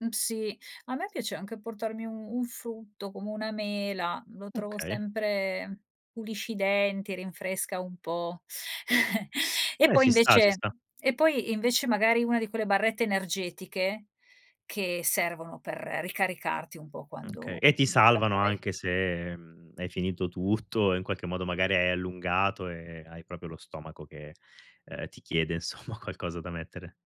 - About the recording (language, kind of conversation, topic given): Italian, podcast, Quali sono i tuoi consigli per preparare lo zaino da trekking?
- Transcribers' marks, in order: chuckle; laughing while speaking: "insomma"